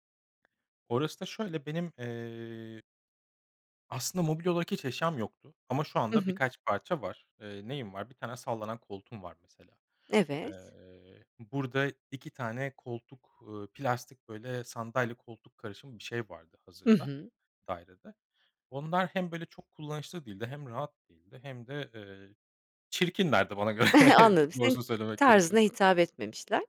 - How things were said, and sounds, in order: other background noise; laughing while speaking: "göre"; chuckle
- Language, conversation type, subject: Turkish, podcast, Dar bir evi daha geniş hissettirmek için neler yaparsın?